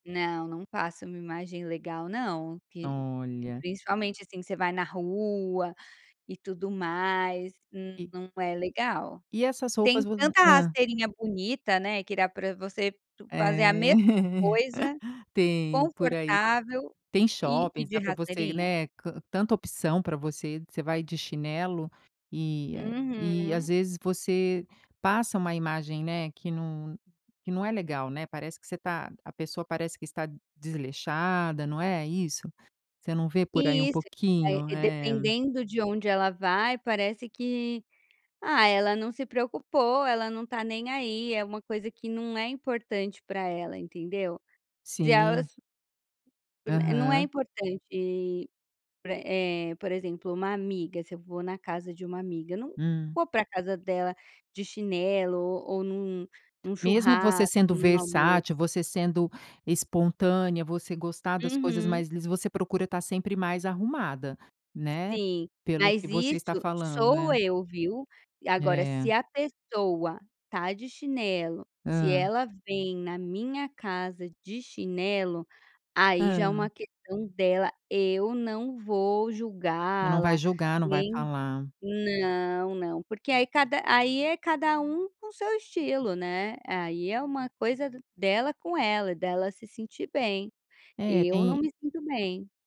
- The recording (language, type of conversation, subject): Portuguese, podcast, Qual peça nunca falta no seu guarda-roupa?
- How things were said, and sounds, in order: laugh